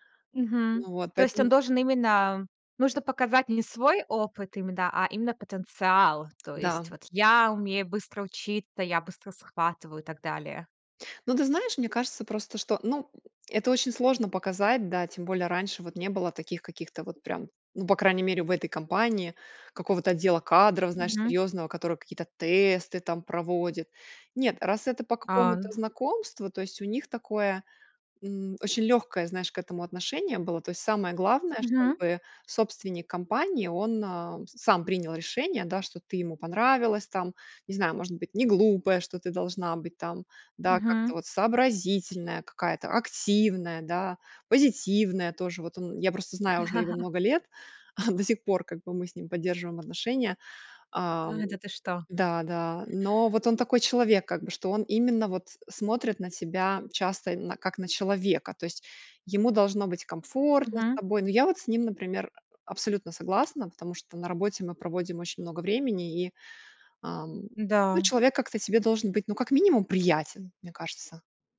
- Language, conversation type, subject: Russian, podcast, Как произошёл ваш первый серьёзный карьерный переход?
- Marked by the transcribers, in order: tapping; other background noise; laugh; chuckle